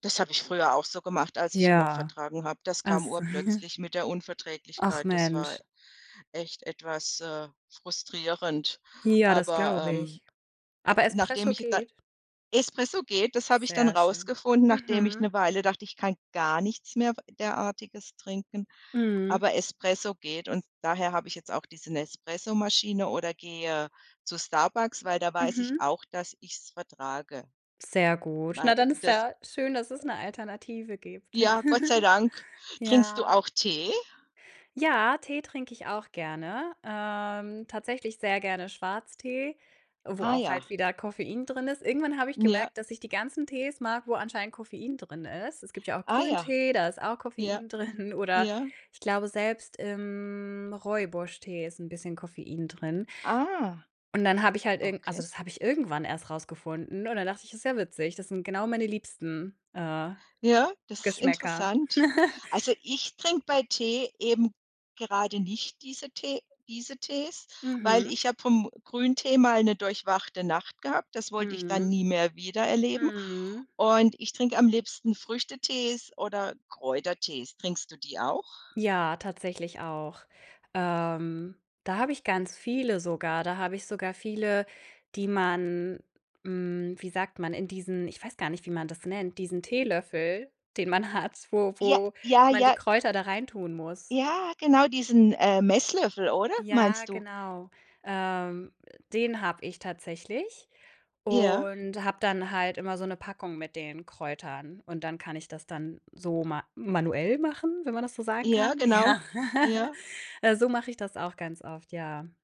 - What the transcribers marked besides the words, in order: other background noise; chuckle; giggle; laughing while speaking: "drin"; drawn out: "im"; laugh; laughing while speaking: "Ja"; laugh
- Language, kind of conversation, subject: German, podcast, Wie sieht dein morgendliches Ritual beim Kaffee- oder Teekochen aus?